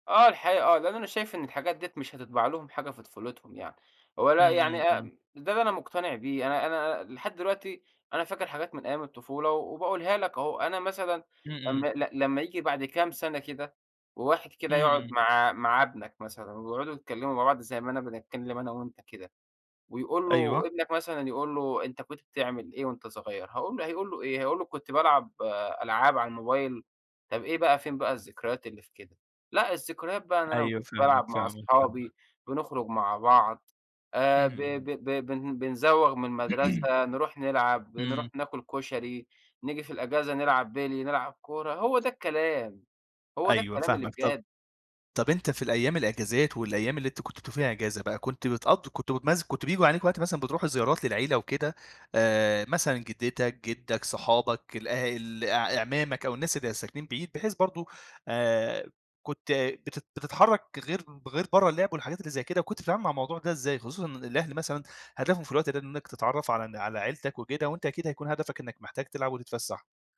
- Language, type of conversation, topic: Arabic, podcast, إزاي كان بيبقى شكل يوم العطلة عندك وإنت صغير؟
- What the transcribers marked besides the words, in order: throat clearing; tapping